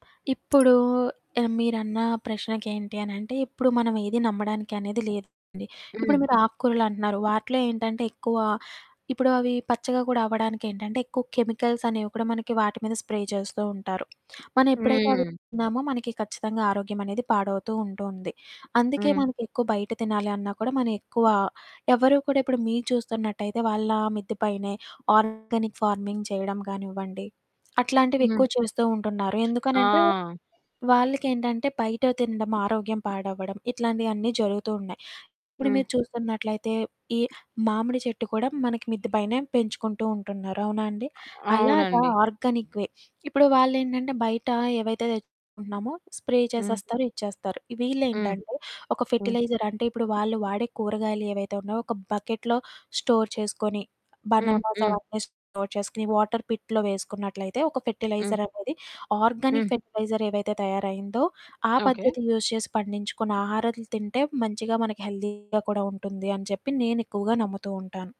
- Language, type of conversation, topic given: Telugu, podcast, పాత కుటుంబ వంటకాలను కొత్త ప్రయోగాలతో మీరు ఎలా మేళవిస్తారు?
- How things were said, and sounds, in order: other background noise; distorted speech; in English: "స్ప్రే"; in English: "ఆర్గానిక్ ఫార్మింగ్"; in English: "ఆర్గానిక్ వే"; in English: "స్ప్రే"; in English: "ఫెర్టిలైజర్"; in English: "బకెట్‌లో స్టోర్"; in English: "బనానాస్"; in English: "స్టోర్"; in English: "వాటర్ పిట్‌లో"; in English: "ఆర్గానిక్ ఫెర్టిలైజర్"; in English: "యూజ్"; in English: "హెల్దీగా"